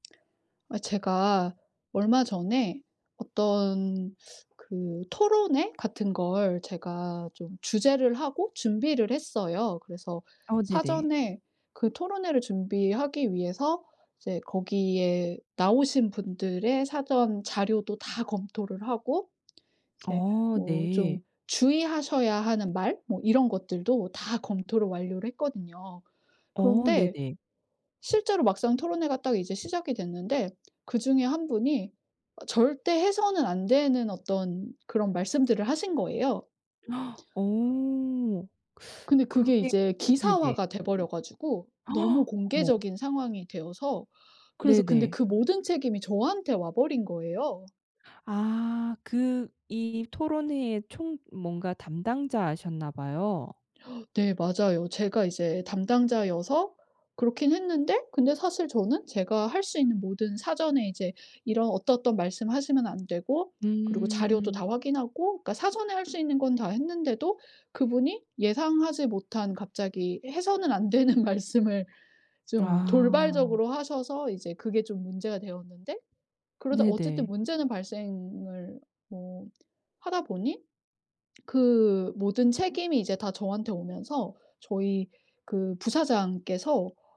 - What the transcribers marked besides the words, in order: other background noise; gasp; gasp; tapping; laughing while speaking: "안 되는 말씀을"
- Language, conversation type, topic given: Korean, advice, 직장에서 상사에게 공개적으로 비판받아 자존감이 흔들릴 때 어떻게 대처해야 하나요?